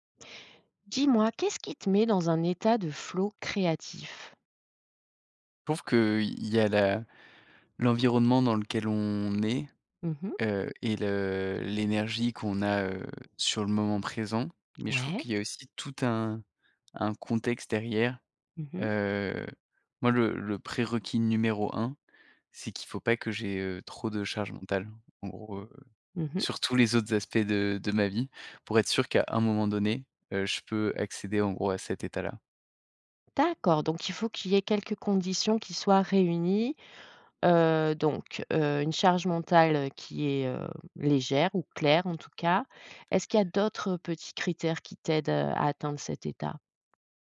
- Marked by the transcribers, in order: tapping
- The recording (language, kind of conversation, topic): French, podcast, Qu’est-ce qui te met dans un état de création intense ?